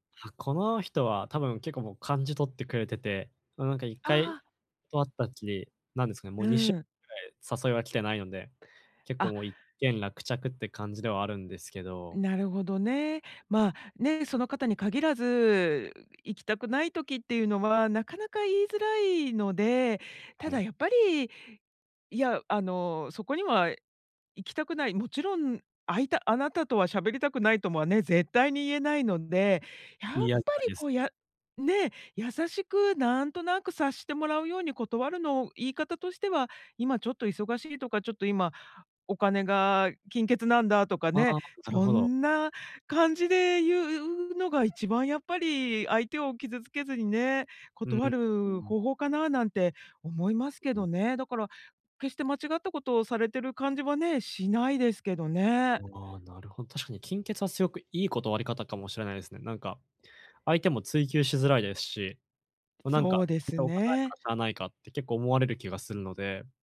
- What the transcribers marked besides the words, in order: other background noise; unintelligible speech
- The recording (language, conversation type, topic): Japanese, advice, 優しく、はっきり断るにはどうすればいいですか？